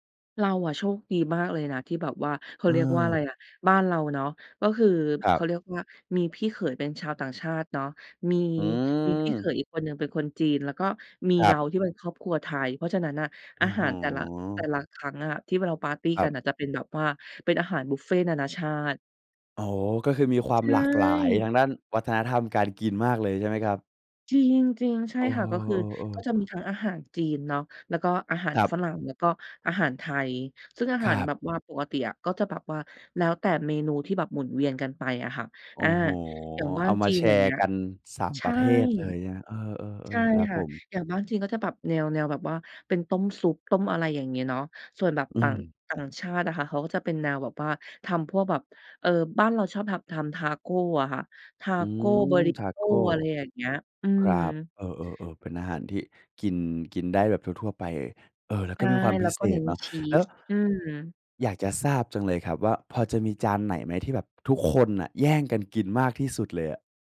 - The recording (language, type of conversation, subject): Thai, podcast, เคยจัดปาร์ตี้อาหารแบบแชร์จานแล้วเกิดอะไรขึ้นบ้าง?
- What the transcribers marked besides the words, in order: none